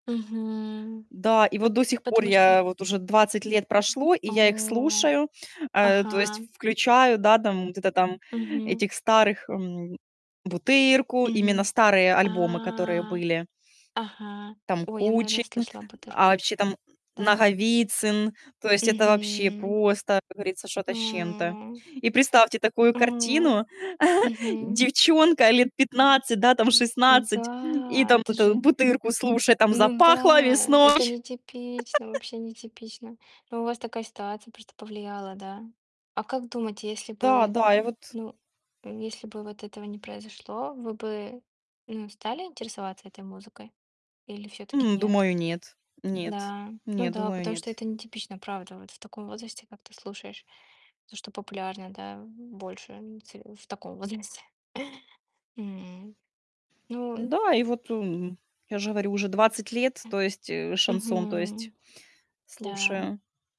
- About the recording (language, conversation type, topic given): Russian, unstructured, Что вы чувствуете, когда слышите песни из своего детства?
- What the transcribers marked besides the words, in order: drawn out: "Мгм"; other noise; tapping; drawn out: "А"; distorted speech; drawn out: "Мгм"; drawn out: "М"; chuckle; singing: "Запахло весной"; chuckle; static; laughing while speaking: "возрасте"